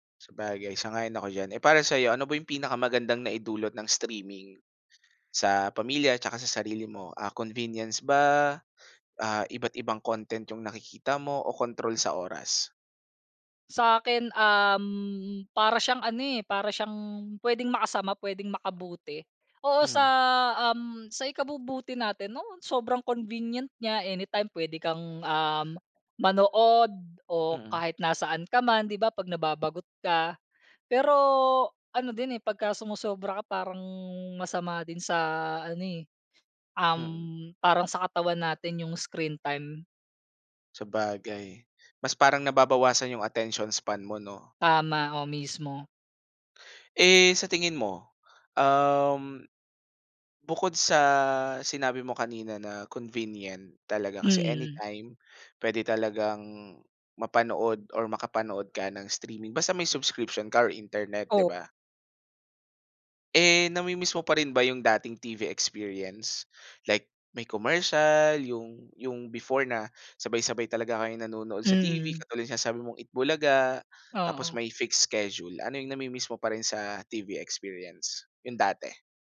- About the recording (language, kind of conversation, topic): Filipino, podcast, Paano nagbago ang panonood mo ng telebisyon dahil sa mga serbisyong panonood sa internet?
- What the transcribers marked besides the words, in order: in English: "streaming"; gasp; in English: "convenience"; gasp; in English: "content"; in English: "control"; in English: "convenient"; in English: "anytime"; other background noise; in English: "screen time"; in English: "attention span"; gasp; in English: "convenient"; in English: "anytime"; in English: "streaming"; in English: "subscription"